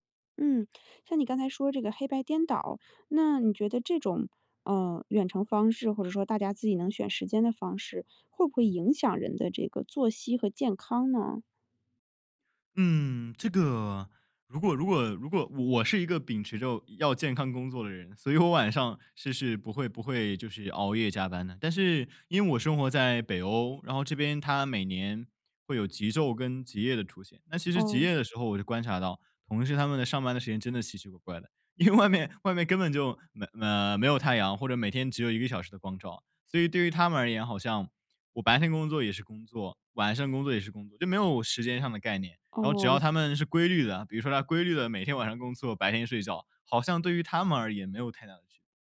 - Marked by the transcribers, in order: laughing while speaking: "因为外面 外面根本就"
- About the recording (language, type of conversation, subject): Chinese, podcast, 远程工作会如何影响公司文化？